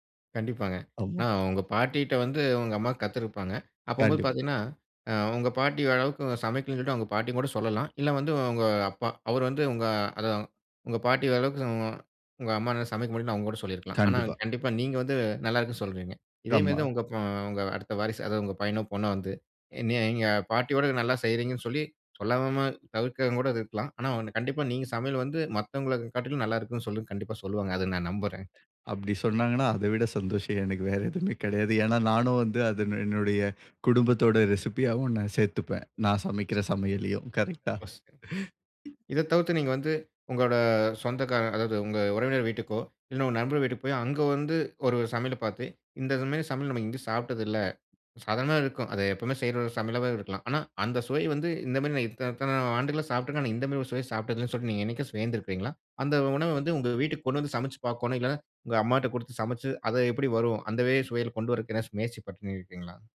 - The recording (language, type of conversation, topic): Tamil, podcast, பழமையான குடும்ப சமையல் செய்முறையை நீங்கள் எப்படி பாதுகாத்துக் கொள்வீர்கள்?
- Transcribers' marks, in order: other background noise; unintelligible speech; "பண்ணியிருக்கிறீங்களா" said as "பட்டினியிருக்கிறீங்களா"